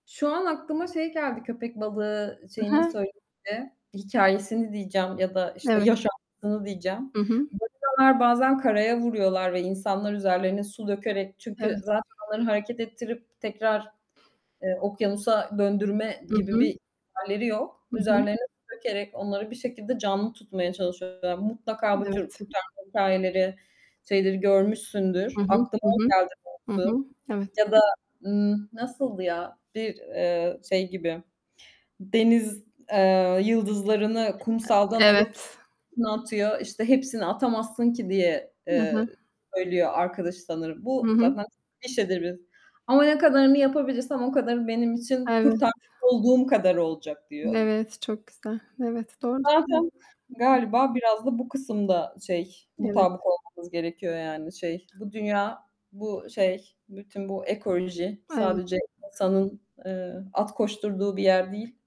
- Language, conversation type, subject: Turkish, unstructured, En unutulmaz hayvan kurtarma hikâyeniz nedir?
- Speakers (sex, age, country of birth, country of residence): female, 40-44, Turkey, Austria; female, 45-49, Turkey, Spain
- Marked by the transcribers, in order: distorted speech; static; tapping; other background noise; unintelligible speech; unintelligible speech